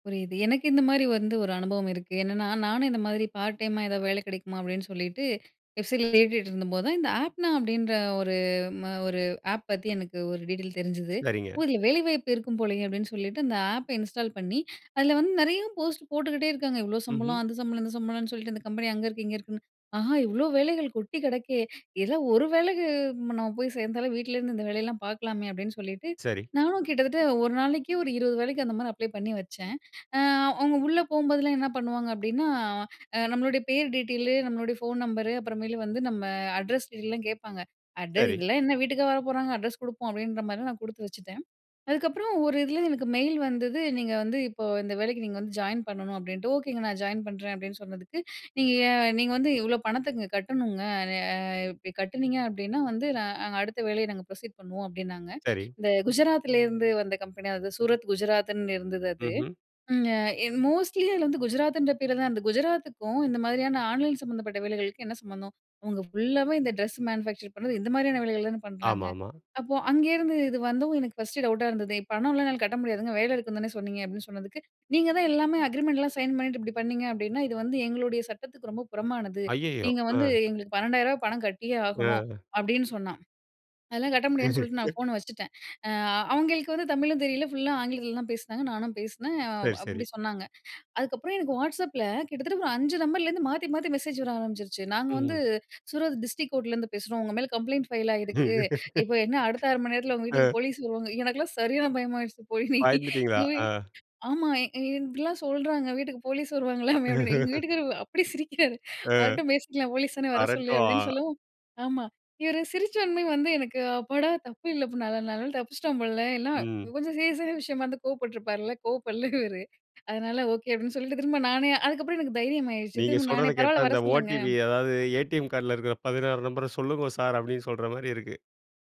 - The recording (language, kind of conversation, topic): Tamil, podcast, மோசடி தகவல்களை வேகமாக அடையாளம் காண உதவும் உங்கள் சிறந்த யோசனை என்ன?
- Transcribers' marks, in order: other noise; laugh; laugh; laugh; laughing while speaking: "ஆமா இப்படிலா சொல்றாங்க வீட்டுக்கு போலீஸ் … சிரிக்கிறாரு வரட்டும் பேசிக்கலாம்"; laugh; laughing while speaking: "கோவப்படல இவரு"